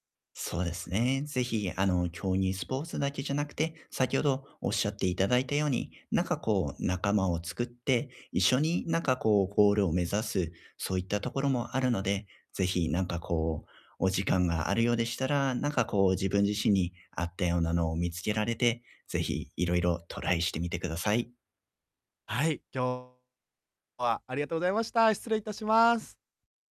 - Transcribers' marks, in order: distorted speech
- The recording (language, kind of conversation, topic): Japanese, advice, 失敗が怖くて新しい趣味や活動に挑戦できないとき、どうすれば始められますか？